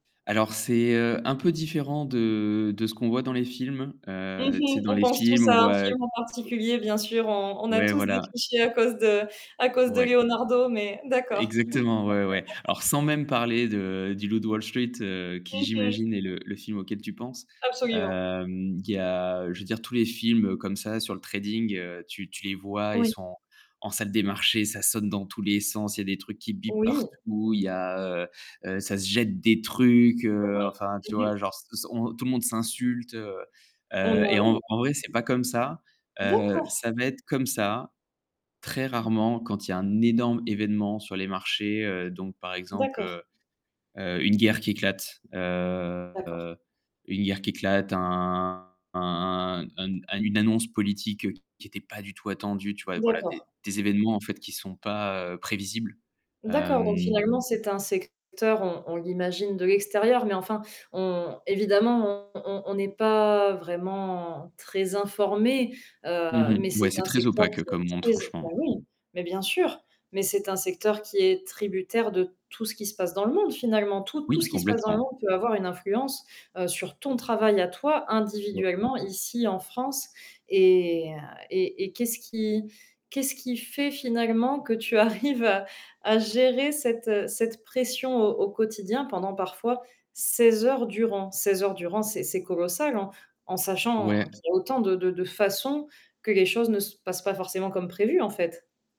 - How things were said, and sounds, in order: static; distorted speech; other background noise; laugh; stressed: "énorme"; laughing while speaking: "tu arrives"
- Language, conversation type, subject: French, podcast, Comment utilises-tu une promenade ou un changement d’air pour débloquer tes idées ?